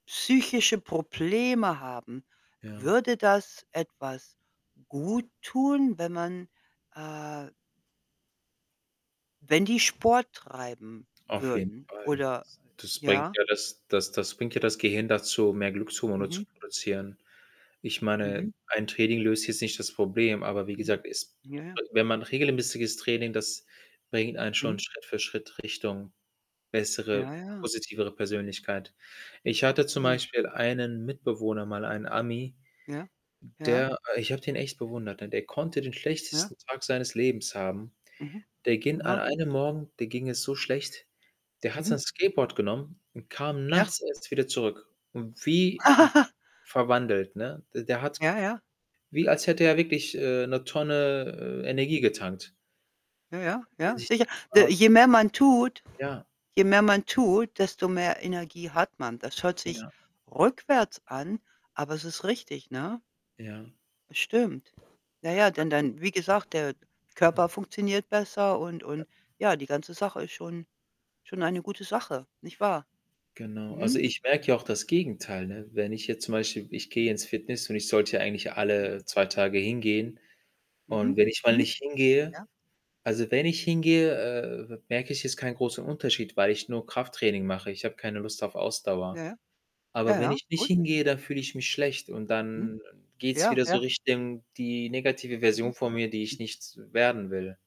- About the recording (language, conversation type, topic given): German, unstructured, Wie wirkt sich Sport auf die mentale Gesundheit aus?
- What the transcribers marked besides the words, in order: static; distorted speech; other background noise; "ging" said as "gin"; laugh; unintelligible speech; other noise; unintelligible speech